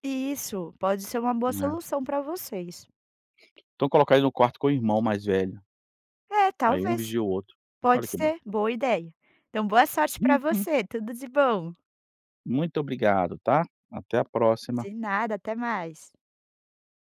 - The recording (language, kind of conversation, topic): Portuguese, advice, Como o uso de eletrônicos à noite impede você de adormecer?
- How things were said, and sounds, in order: tapping